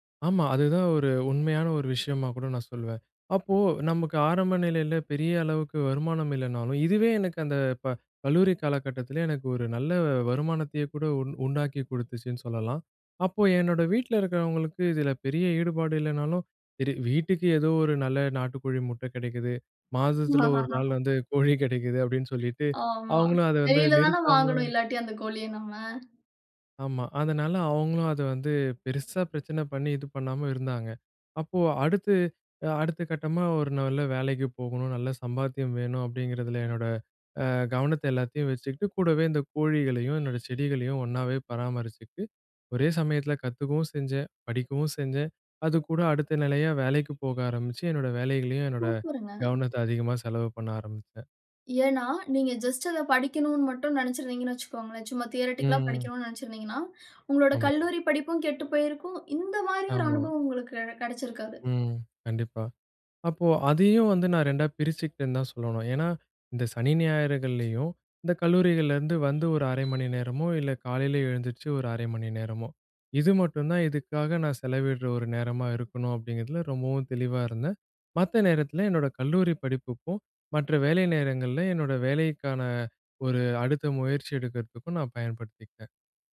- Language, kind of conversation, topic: Tamil, podcast, முடிவுகளைச் சிறு பகுதிகளாகப் பிரிப்பது எப்படி உதவும்?
- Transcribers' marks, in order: other noise; horn; inhale; laugh; other background noise; in English: "தியரட்டிக்கலா"; inhale